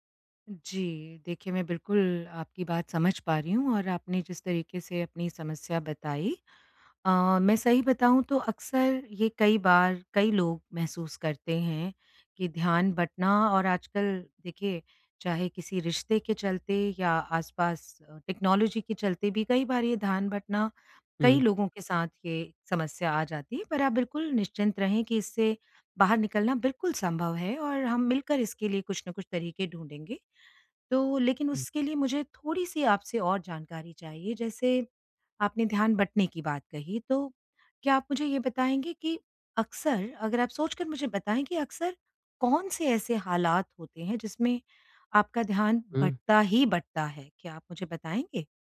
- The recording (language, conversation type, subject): Hindi, advice, मैं बार-बार ध्यान भटकने से कैसे बचूं और एक काम पर कैसे ध्यान केंद्रित करूं?
- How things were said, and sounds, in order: in English: "टेक्नोलॉज़ी"